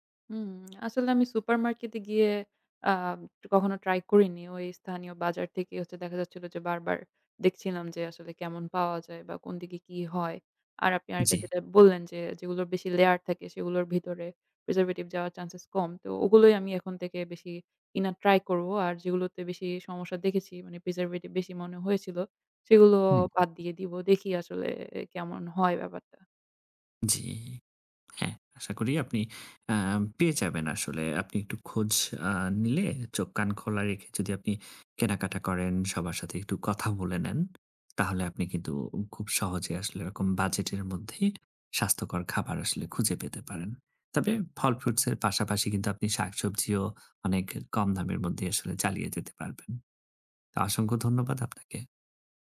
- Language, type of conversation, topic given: Bengali, advice, বাজেটের মধ্যে স্বাস্থ্যকর খাবার কেনা কেন কঠিন লাগে?
- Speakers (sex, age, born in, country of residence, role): female, 20-24, Bangladesh, Bangladesh, user; male, 30-34, Bangladesh, Germany, advisor
- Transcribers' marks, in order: tapping; in English: "preservative"; in English: "preservative"